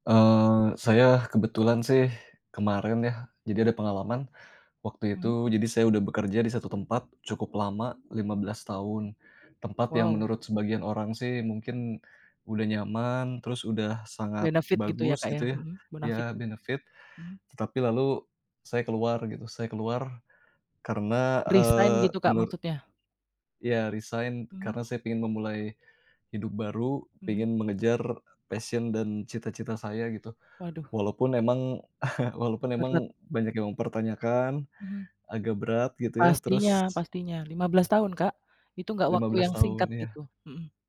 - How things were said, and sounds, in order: in English: "Benefit"; in English: "benefit"; tapping; in English: "Resign"; other background noise; in English: "resign"; in English: "passion"; chuckle
- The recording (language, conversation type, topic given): Indonesian, podcast, Bagaimana kamu mengambil keputusan besar dalam hidupmu?